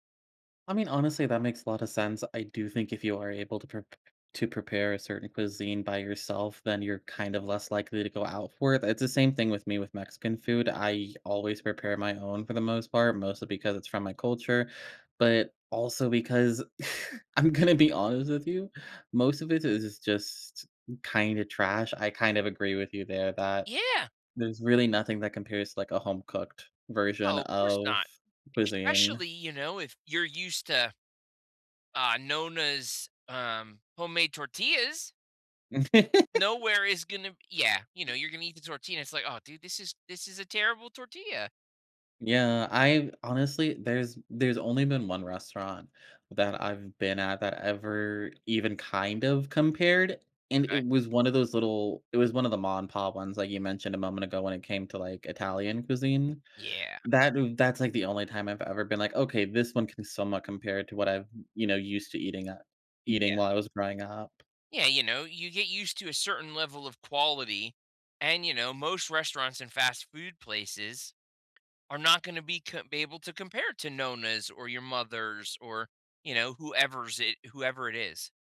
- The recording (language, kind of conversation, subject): English, unstructured, How should I split a single dessert or shared dishes with friends?
- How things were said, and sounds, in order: scoff; laugh; tapping; other background noise